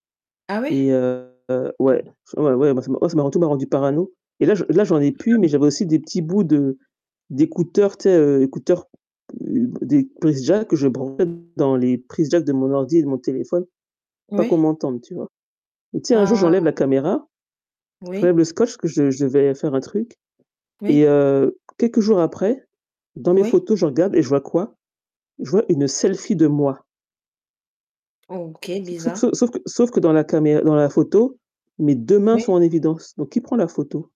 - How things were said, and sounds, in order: distorted speech; unintelligible speech; static; tapping
- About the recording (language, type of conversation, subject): French, unstructured, Comment réagis-tu aux scandales liés à l’utilisation des données personnelles ?